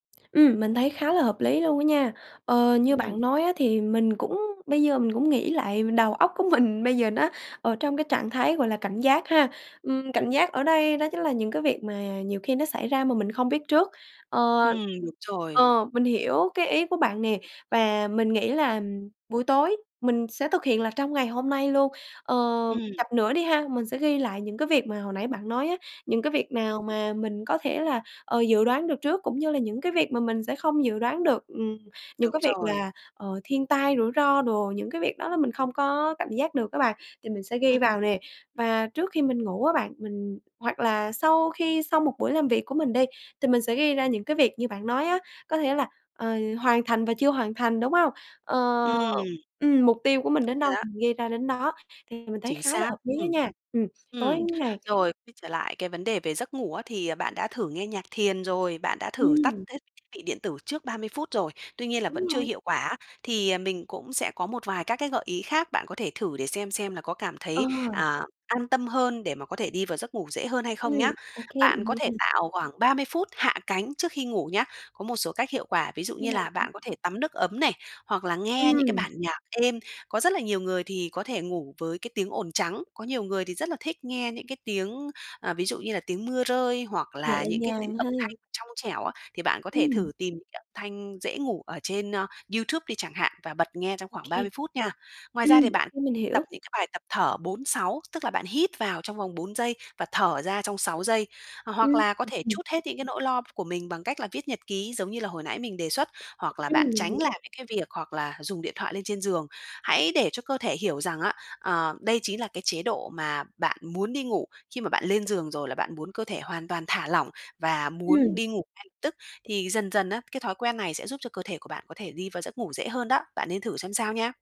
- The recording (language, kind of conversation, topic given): Vietnamese, advice, Vì sao bạn thường trằn trọc vì lo lắng liên tục?
- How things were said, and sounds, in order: laughing while speaking: "mình"; tapping